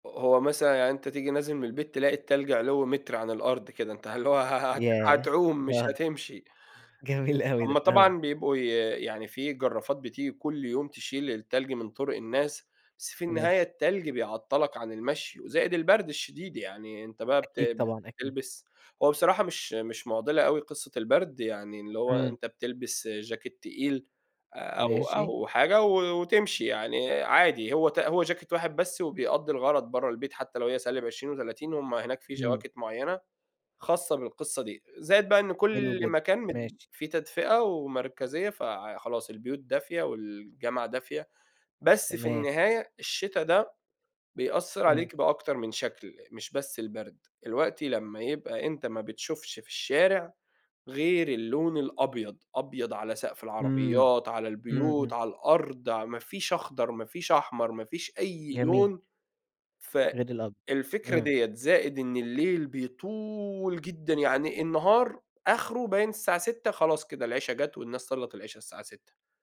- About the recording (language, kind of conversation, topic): Arabic, podcast, إمتى حسّيت إنك فخور جدًا بنفسك؟
- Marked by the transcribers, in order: laughing while speaking: "جميل أوي ده"; in English: "جاكيت"; in English: "جاكيت"